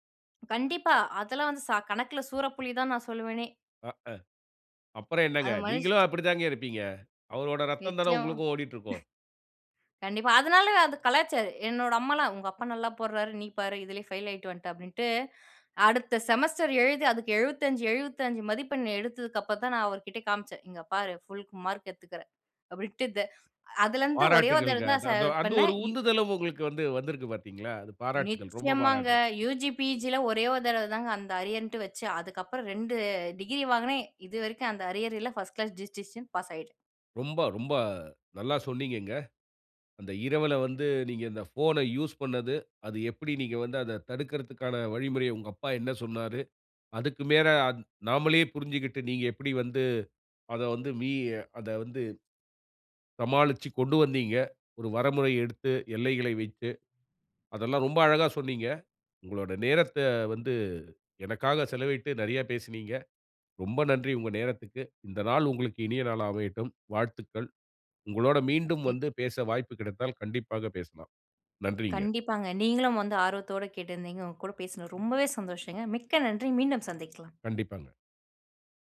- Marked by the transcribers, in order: chuckle; in English: "செமஸ்டர்"; "புல்" said as "புல்க்"; joyful: "பாராட்டுகள்ங்க. அந் அந்த அந்த ஒரு … பாராட்டுகள், ரொம்ப பாராட்டுகள்"; in English: "யுஜி, பிஜி"; other noise; in English: "கிளாஸ் டிஸ்டிங்ஷன்"; "மேல" said as "மேர"
- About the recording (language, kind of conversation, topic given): Tamil, podcast, நள்ளிரவிலும் குடும்ப நேரத்திலும் நீங்கள் தொலைபேசியை ஓரமாக வைத்து விடுவீர்களா, இல்லையெனில் ஏன்?